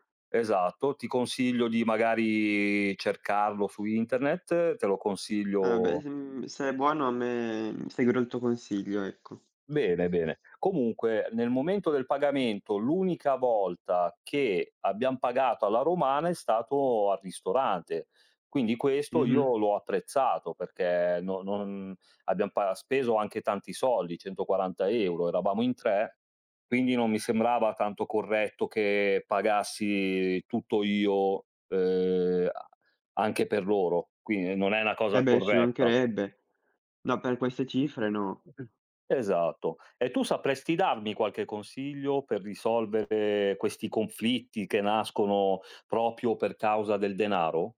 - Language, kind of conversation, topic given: Italian, unstructured, Hai mai litigato per soldi con un amico o un familiare?
- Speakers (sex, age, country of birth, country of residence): male, 18-19, Italy, Italy; male, 40-44, Italy, Italy
- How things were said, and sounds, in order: drawn out: "magari"; other background noise; other noise; "proprio" said as "propio"